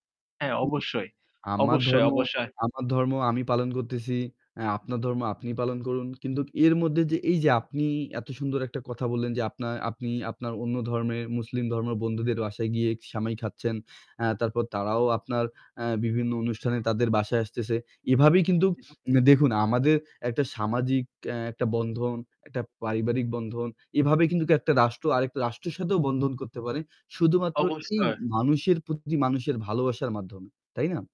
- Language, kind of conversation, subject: Bengali, unstructured, ধর্মীয় পার্থক্য কি সত্যিই মানুষের মধ্যে সৌহার্দ্য কমিয়ে দেয়?
- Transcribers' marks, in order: static; other background noise; unintelligible speech; "অবশ্যই" said as "অবছয়"; distorted speech